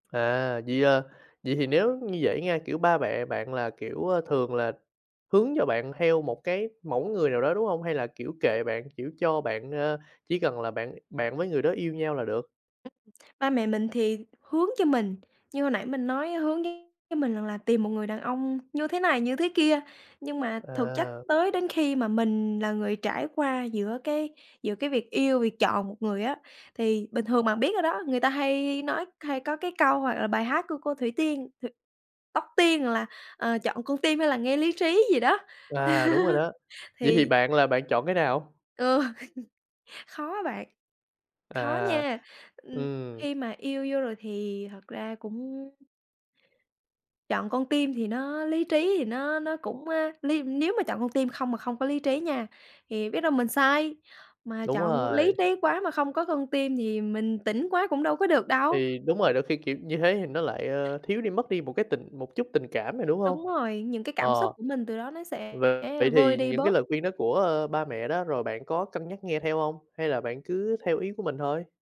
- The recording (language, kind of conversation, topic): Vietnamese, podcast, Bạn dựa vào yếu tố nào là quan trọng nhất khi chọn bạn đời?
- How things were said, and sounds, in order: tapping; chuckle; other background noise